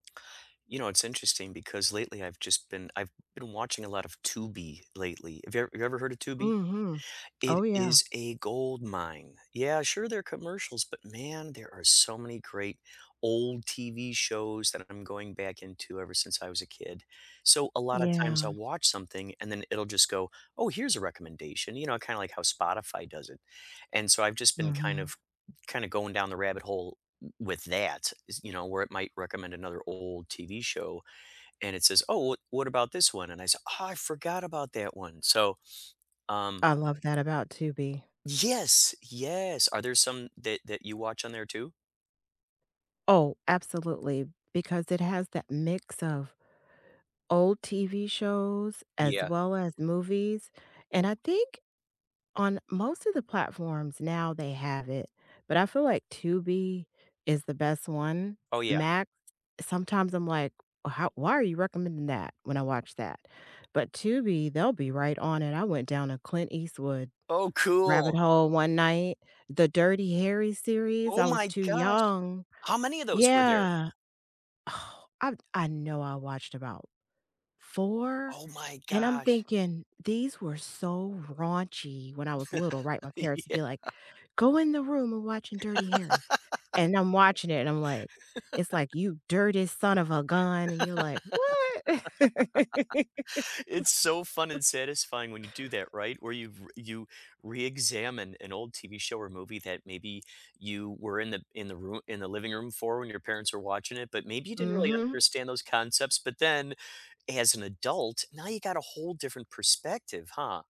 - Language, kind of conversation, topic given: English, unstructured, How do you find something great to watch, and what makes a recommendation feel right to you?
- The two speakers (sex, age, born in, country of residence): female, 55-59, United States, United States; male, 55-59, United States, United States
- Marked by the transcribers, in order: stressed: "Yes!"; surprised: "Oh my gosh!"; surprised: "Oh my gosh"; laugh; laughing while speaking: "Yeah"; laugh; laugh; put-on voice: "You dirty son of a gun"; laugh; laugh; other background noise; tapping